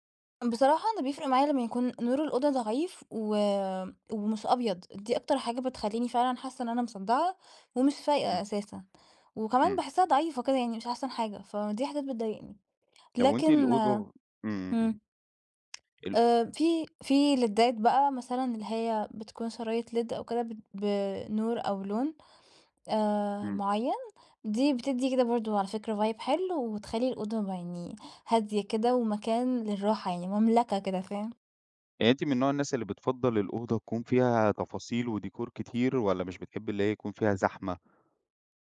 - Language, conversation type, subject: Arabic, podcast, إيه الحاجات اللي بتخلّي أوضة النوم مريحة؟
- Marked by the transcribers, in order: tapping; in English: "ليدات"; in English: "led"; in English: "vibe"